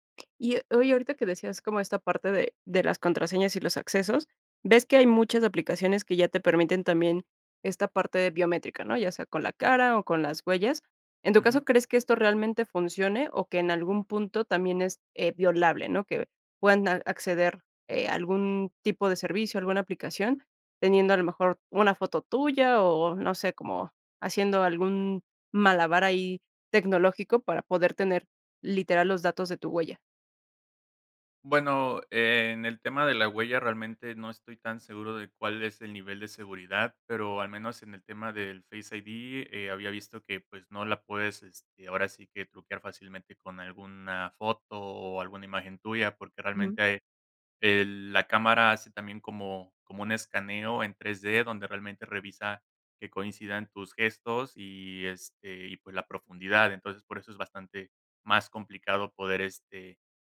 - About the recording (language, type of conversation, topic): Spanish, podcast, ¿Qué te preocupa más de tu privacidad con tanta tecnología alrededor?
- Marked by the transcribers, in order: tapping